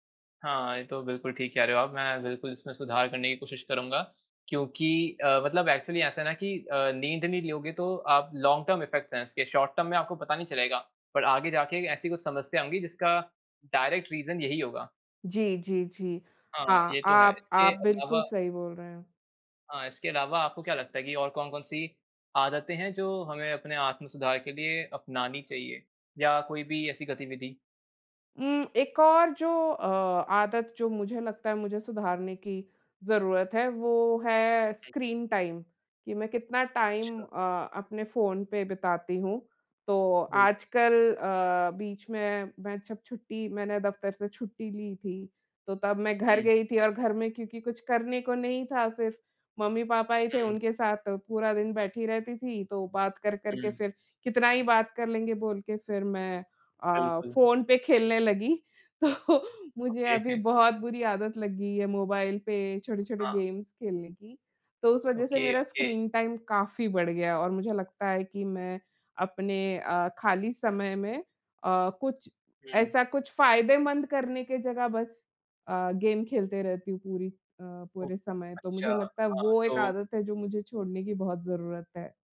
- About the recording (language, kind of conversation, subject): Hindi, unstructured, आत्म-सुधार के लिए आप कौन-सी नई आदतें अपनाना चाहेंगे?
- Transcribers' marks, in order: in English: "एक्चुअली"; in English: "लॉन्ग टर्म इफेक्ट्स"; in English: "शॉर्ट टर्म"; in English: "डायरेक्ट रीज़न"; in English: "स्क्रीन टाइम"; in English: "टाइम"; laughing while speaking: "तो"; in English: "ओके"; chuckle; in English: "गेम्स"; in English: "ओके, ओके"; in English: "स्क्रीन टाइम"; in English: "गेम"